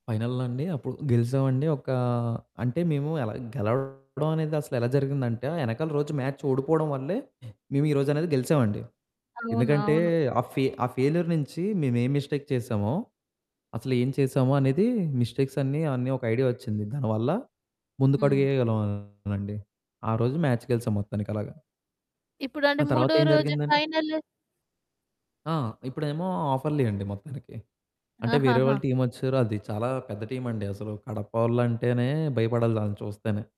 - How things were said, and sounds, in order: distorted speech; in English: "మ్యాచ్"; in English: "ఫెయిల్యూర్"; in English: "మిస్టేక్"; in English: "మ్యాచ్"; in English: "ఆఫర్లీ"; in English: "టీమ్"
- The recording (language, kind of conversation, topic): Telugu, podcast, మీరు ఎదుర్కొన్న ఒక విఫలతను విజయంగా మార్చుకున్న మీ కథను చెప్పగలరా?